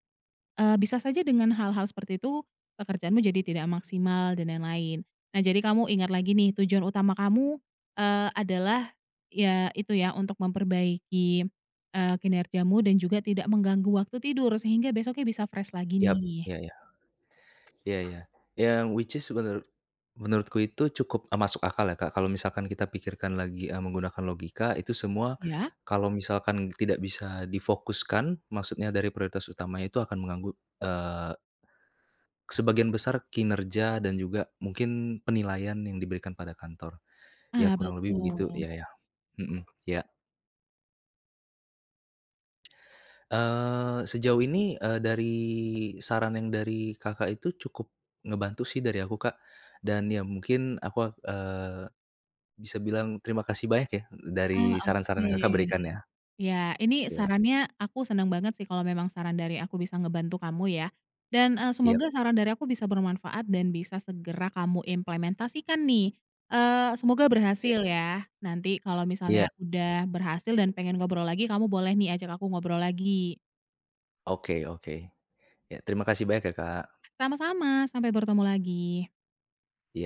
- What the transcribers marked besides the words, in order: in English: "fresh"; other background noise; in English: "which is"; "menurut" said as "menuru"; tapping
- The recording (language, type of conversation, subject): Indonesian, advice, Mengapa saya sulit memulai tugas penting meski tahu itu prioritas?